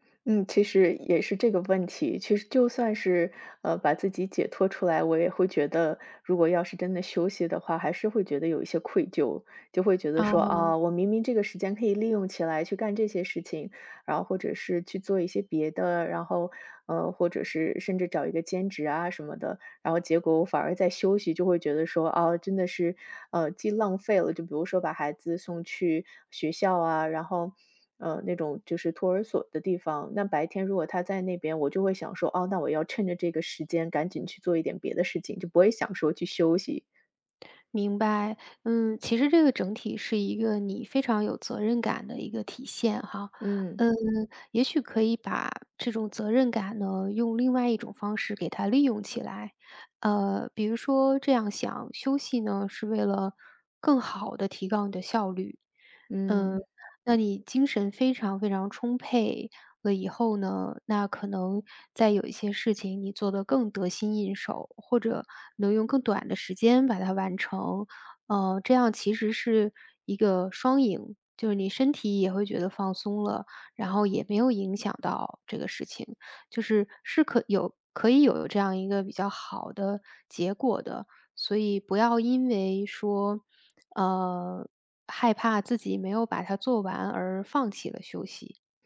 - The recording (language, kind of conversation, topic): Chinese, advice, 我总觉得没有休息时间，明明很累却对休息感到内疚，该怎么办？
- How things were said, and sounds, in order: none